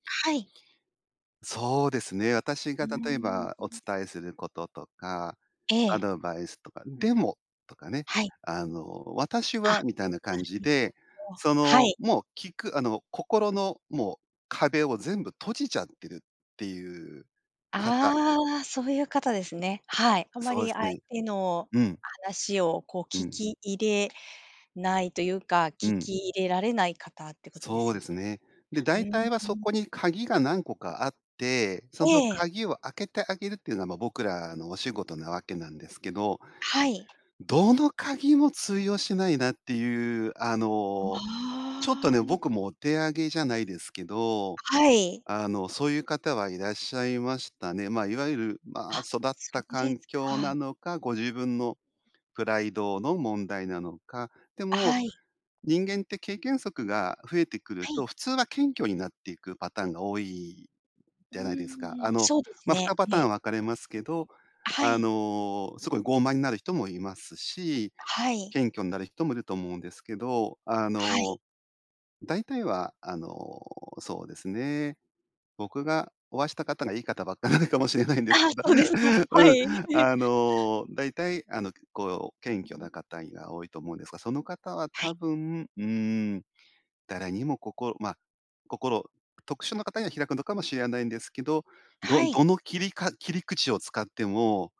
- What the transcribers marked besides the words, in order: other noise; laughing while speaking: "ばっかなのかもしれないんですけど"; laugh
- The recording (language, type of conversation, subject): Japanese, podcast, 質問をうまく活用するコツは何だと思いますか？